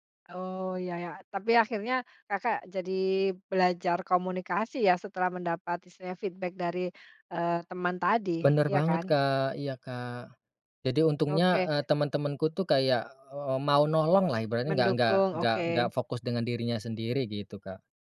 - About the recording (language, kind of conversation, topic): Indonesian, podcast, Pernah nggak kamu harus bilang “nggak” demi menjaga keseimbangan kerja dan hidup?
- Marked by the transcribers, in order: in English: "feedback"; other background noise